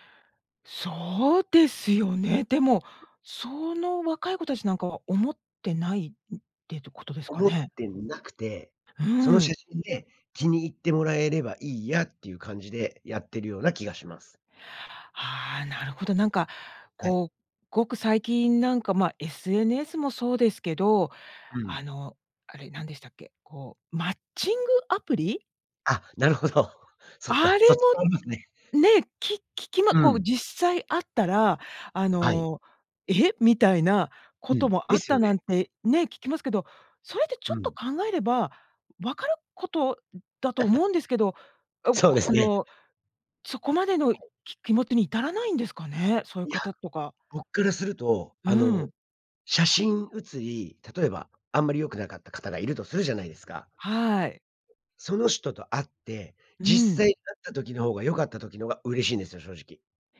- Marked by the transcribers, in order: other background noise; tapping; chuckle; unintelligible speech
- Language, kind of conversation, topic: Japanese, podcast, 写真加工やフィルターは私たちのアイデンティティにどのような影響を与えるのでしょうか？